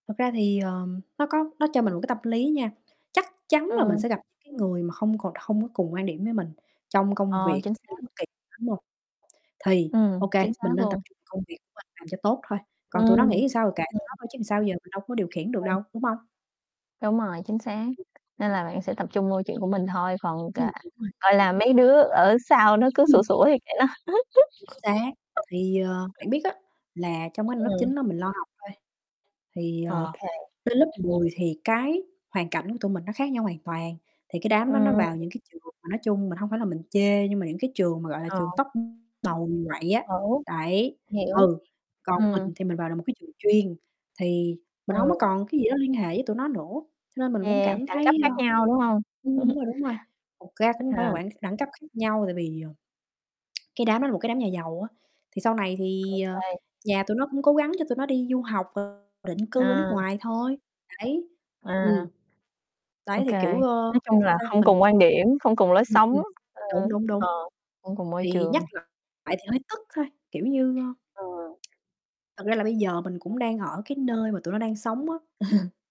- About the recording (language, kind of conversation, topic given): Vietnamese, unstructured, Bạn có lo sợ rằng việc nhớ lại quá khứ sẽ khiến bạn tổn thương không?
- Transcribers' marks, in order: tapping; distorted speech; other background noise; unintelligible speech; unintelligible speech; unintelligible speech; laugh; other noise; mechanical hum; unintelligible speech; chuckle; static; tongue click; unintelligible speech; chuckle